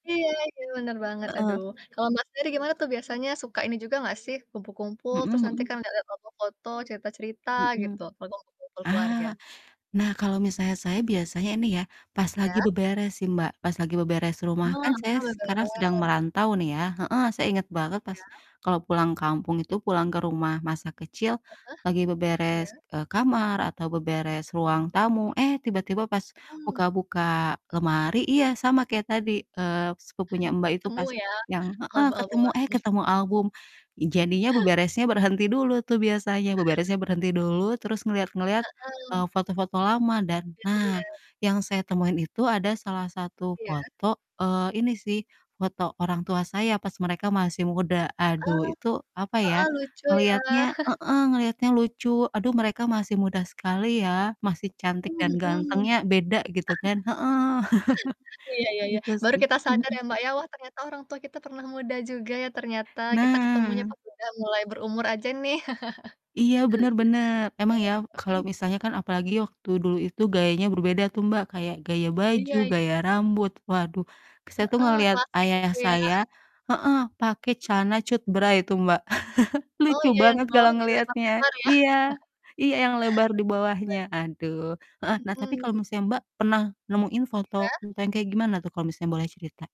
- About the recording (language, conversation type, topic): Indonesian, unstructured, Pernahkah kamu menemukan foto lama yang membuatmu merasa nostalgia?
- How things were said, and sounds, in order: distorted speech; chuckle; laughing while speaking: "lama"; chuckle; tapping; chuckle; laugh; chuckle; laugh; other background noise; chuckle; laugh; unintelligible speech